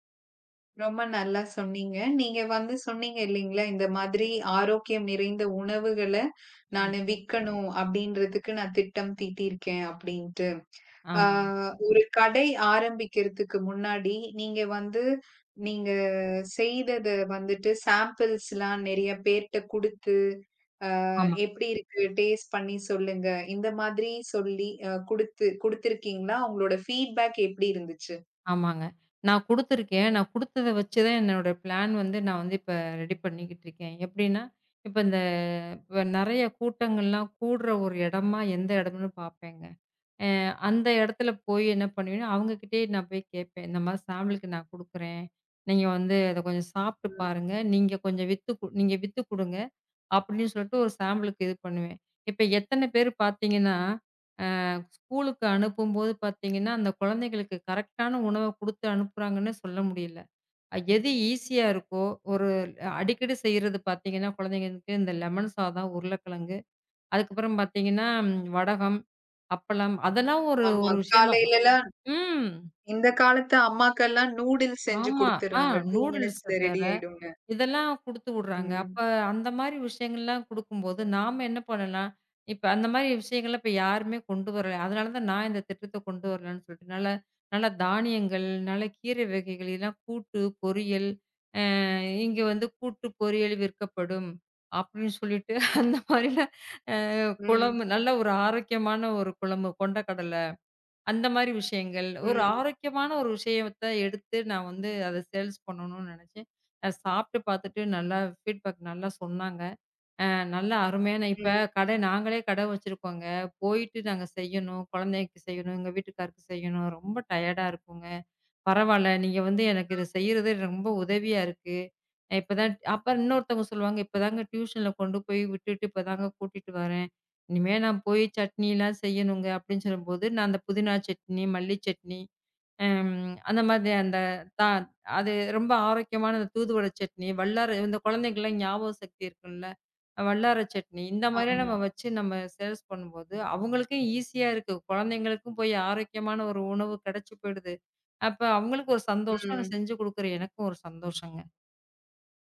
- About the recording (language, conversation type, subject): Tamil, podcast, உங்களின் பிடித்த ஒரு திட்டம் பற்றி சொல்லலாமா?
- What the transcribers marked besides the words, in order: drawn out: "ஆ"; in English: "ஷாம்பிள்"; in English: "ஃபீட்பேக்"; in English: "ப்ளான்"; in English: "ரெடி"; drawn out: "இந்த"; in English: "ஷாம்பிள்க்கு"; other noise; in English: "ஷாம்பிள்க்கு"; in English: "ஸ்கூலுக்கு"; other background noise; drawn out: "ம்"; in English: "டூ மினிட்ஸ் ரெடி"; laughing while speaking: "அப்படின்னு சொல்லிட்டு அந்த மாரி"; in English: "சேல்ஸ்"; in English: "ஃபீட்பேக்"; in English: "டயர்ட்டா"; unintelligible speech; in English: "சேல்ஸ்"